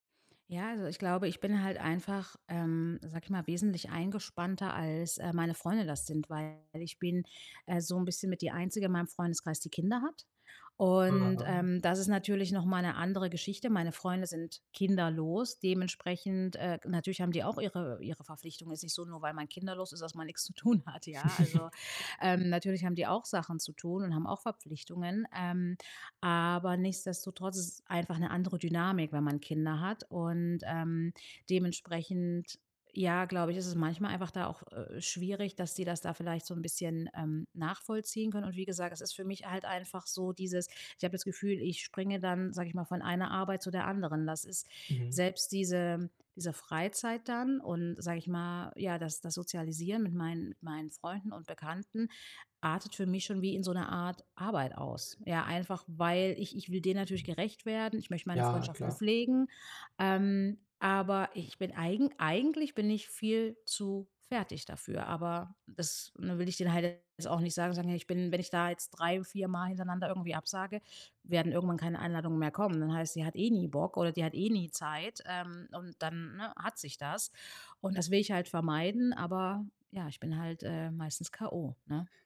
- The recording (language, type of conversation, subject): German, advice, Wie gehe ich damit um, dass ich trotz Erschöpfung Druck verspüre, an sozialen Veranstaltungen teilzunehmen?
- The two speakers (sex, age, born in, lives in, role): female, 35-39, Germany, Netherlands, user; male, 20-24, Germany, Germany, advisor
- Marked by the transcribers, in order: chuckle; laughing while speaking: "nix zu tun hat"